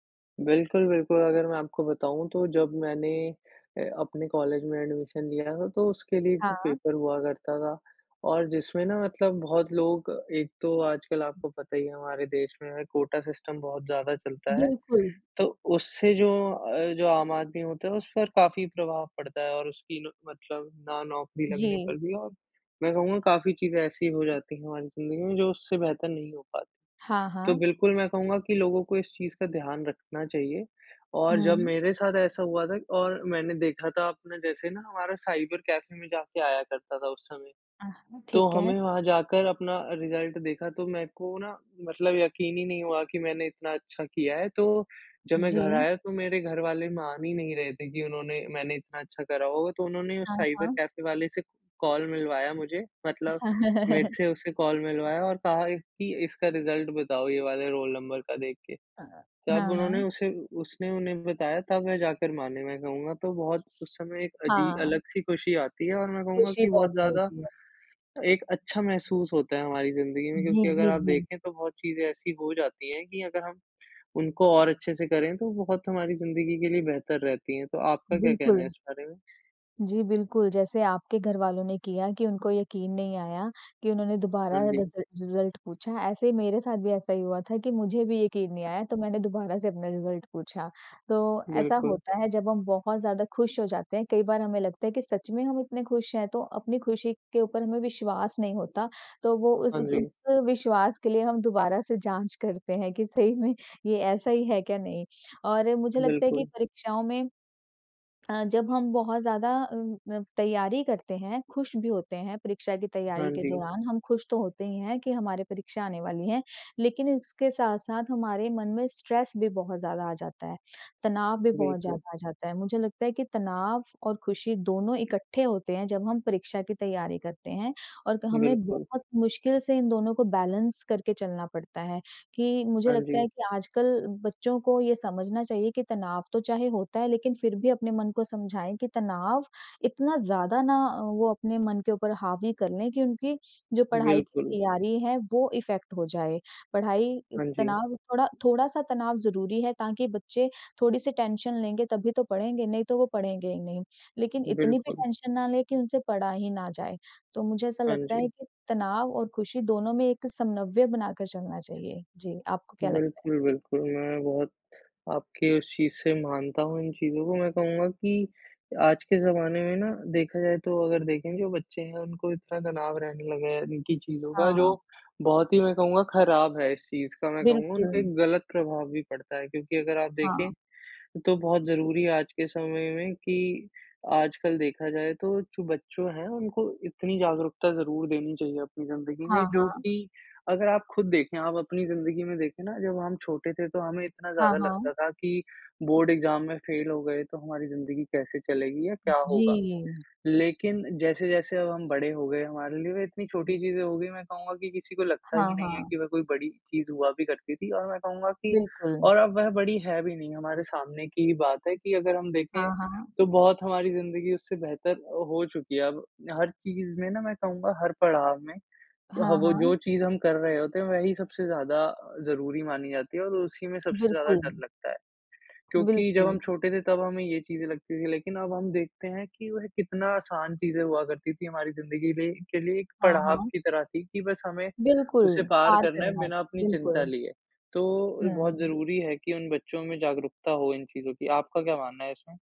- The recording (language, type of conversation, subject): Hindi, unstructured, क्या आपको कभी किसी परीक्षा में सफलता मिलने पर खुशी मिली है?
- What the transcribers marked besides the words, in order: in English: "एडमिशन"; in English: "सिस्टम"; in English: "रिजल्ट"; in English: "कॉल"; in English: "कॉल"; chuckle; in English: "रिजल्ट"; in English: "रोल नंबर"; other noise; in English: "रिज़ रिज़ल्ट"; tapping; in English: "रिज़ल्ट"; other background noise; laughing while speaking: "सही में"; in English: "स्ट्रेस"; in English: "बैलेंस"; in English: "इफेक्ट"; in English: "टेंशन"; in English: "टेंशन"; "समन्वय" said as "समनव्य"; in English: "एग्ज़ाम"